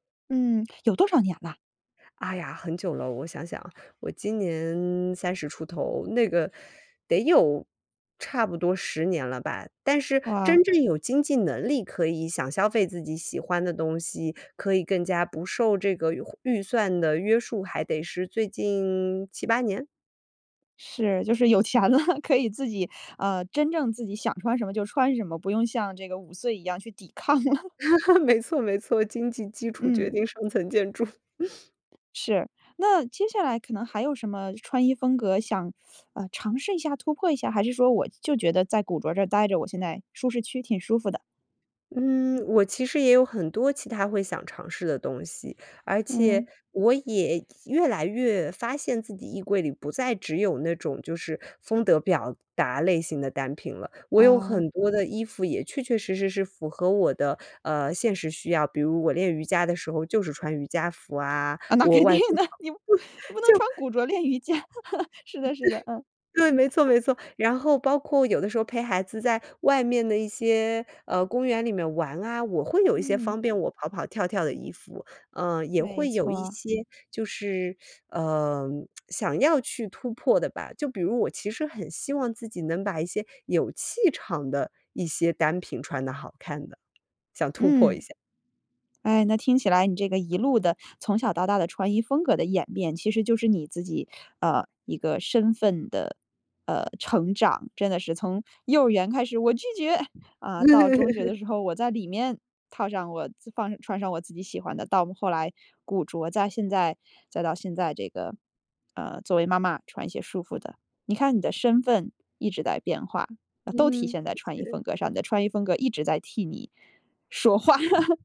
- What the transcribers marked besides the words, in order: other background noise; laughing while speaking: "钱了"; laughing while speaking: "了"; chuckle; laughing while speaking: "没错，没错，经济基础决定上层建筑"; chuckle; teeth sucking; other noise; "风格" said as "风德"; laughing while speaking: "那肯定的，你 你不能穿古着练瑜伽， 是的，是的，嗯"; laughing while speaking: "就"; chuckle; laughing while speaking: "嗯，对"; laugh; tsk; laugh; laughing while speaking: "说话"; chuckle
- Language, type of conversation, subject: Chinese, podcast, 你觉得你的穿衣风格在传达什么信息？